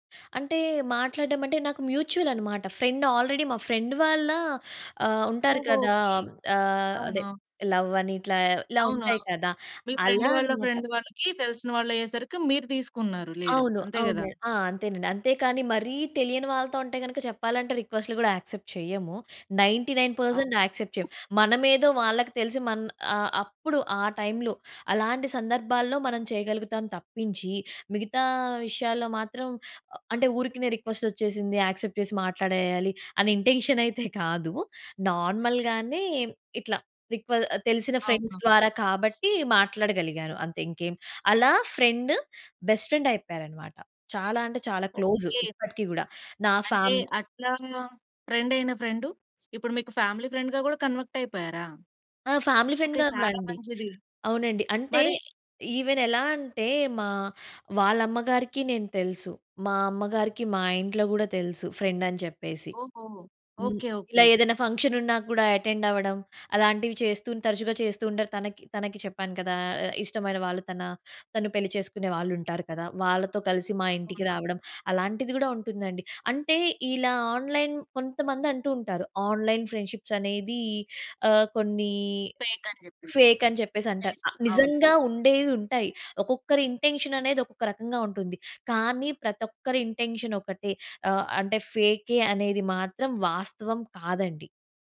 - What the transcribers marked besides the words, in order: in English: "మ్యూచువల్"; in English: "ఫ్రెండ్ ఆల్రెడీ"; in English: "ఫ్రెండ్"; other background noise; in English: "లవ్"; in English: "ఫ్రెండ్"; in English: "ఫ్రెండ్"; in English: "లీడ్"; in English: "యాక్సెప్ట్"; in English: "నైన్టీ నైన్ పర్సెంట్ యాక్సెప్ట్"; in English: "రిక్వెస్ట్"; in English: "యాక్సెప్ట్"; in English: "ఇంటెన్షన్"; in English: "నార్మల్‌గానే"; in English: "ఫ్రెండ్స్"; in English: "ఫ్రెండ్, బెస్ట్ ఫ్రెండ్"; in English: "క్లోజ్"; in English: "ఫ్రెండ్"; in English: "ఫ్రెండ్"; in English: "ఫ్యామిలీ ఫ్రెండ్‌గా"; in English: "కన్వర్ట్"; in English: "ఫ్యామిలీ ఫ్రెండ్‌గా"; in English: "ఈవెన్"; in English: "ఫ్రెండ్"; in English: "ఫంక్షన్"; in English: "అటెండ్"; in English: "ఆన్‌లైన్"; in English: "ఆన్‌లైన్ ఫ్రెండ్‌షిప్స్"; in English: "ఫేక్"; in English: "ఫేక్"; in English: "ఫేక్"; in English: "ఇంటెన్షన్"; in English: "ఇంటెన్షన్"
- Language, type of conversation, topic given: Telugu, podcast, నిజంగా కలుసుకున్న తర్వాత ఆన్‌లైన్ బంధాలు ఎలా మారతాయి?